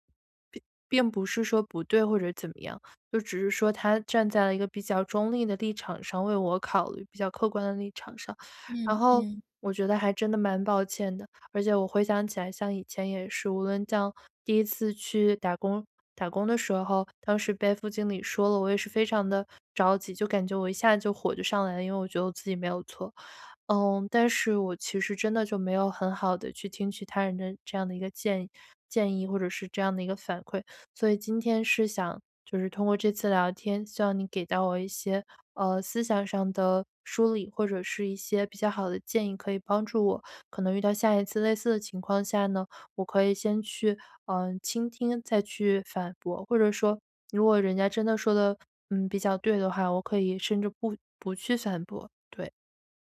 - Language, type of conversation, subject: Chinese, advice, 如何才能在听到反馈时不立刻产生防御反应？
- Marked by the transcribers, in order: none